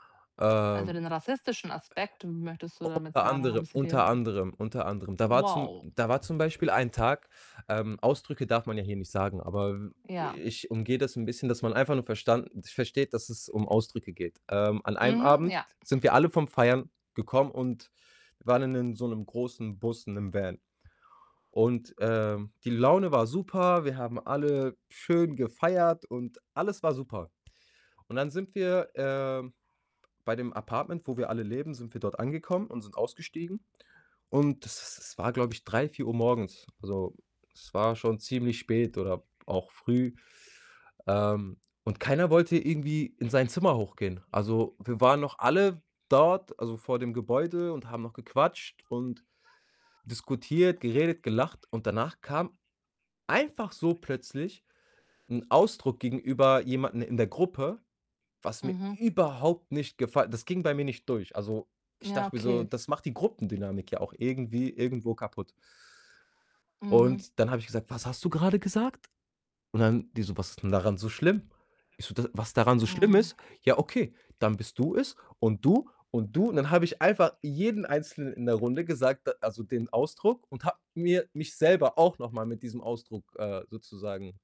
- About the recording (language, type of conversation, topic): German, advice, Warum fühle ich mich bei Feiern oft ausgeschlossen und unwohl?
- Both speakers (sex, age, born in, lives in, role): female, 40-44, Germany, Germany, advisor; male, 25-29, Germany, Germany, user
- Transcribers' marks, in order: distorted speech; background speech; tapping; other background noise; static; stressed: "einfach"; stressed: "überhaupt"